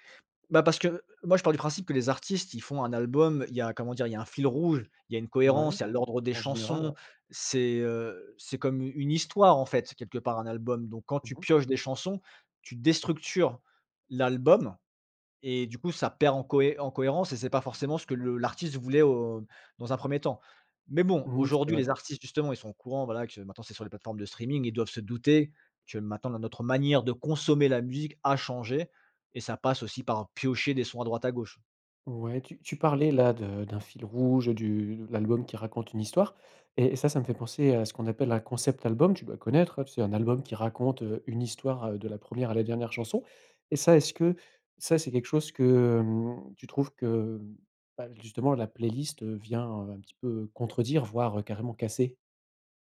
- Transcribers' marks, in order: other background noise
- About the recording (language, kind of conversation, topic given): French, podcast, Pourquoi préfères-tu écouter un album plutôt qu’une playlist, ou l’inverse ?